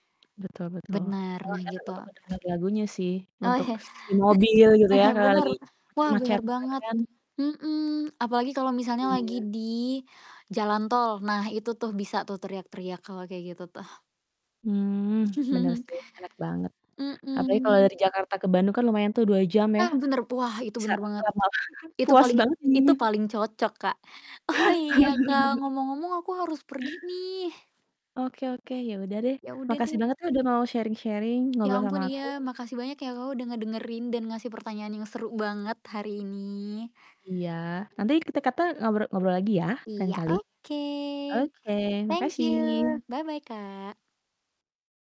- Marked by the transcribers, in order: static; distorted speech; other background noise; chuckle; chuckle; tapping; laughing while speaking: "lama"; background speech; laugh; in English: "sharing-sharing"; in English: "bye-bye"
- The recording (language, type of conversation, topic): Indonesian, podcast, Bagaimana musik membantu kamu saat sedang susah atau sedih?